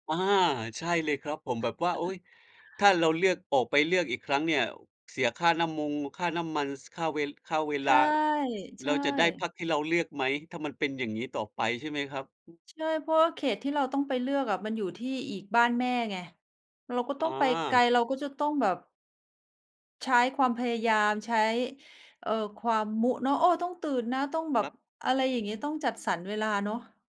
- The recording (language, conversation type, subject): Thai, unstructured, คุณคิดว่าการเลือกตั้งมีความสำคัญแค่ไหนต่อประเทศ?
- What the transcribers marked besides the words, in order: chuckle